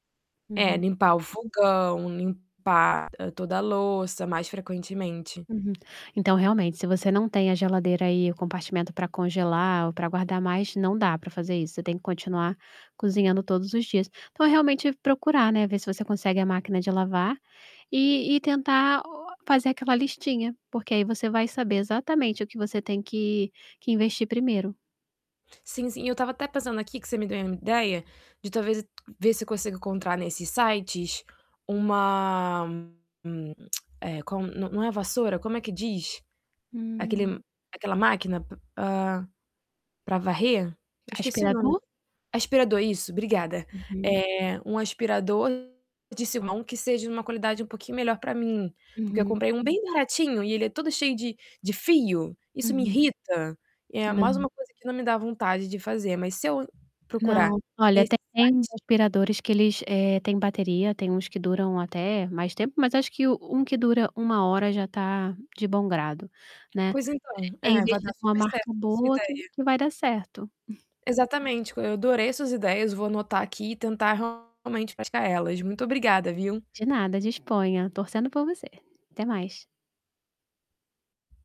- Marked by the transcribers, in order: distorted speech; static; tapping; tongue click; unintelligible speech; chuckle; other background noise
- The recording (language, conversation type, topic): Portuguese, advice, Por que eu sempre adio tarefas em busca de gratificação imediata?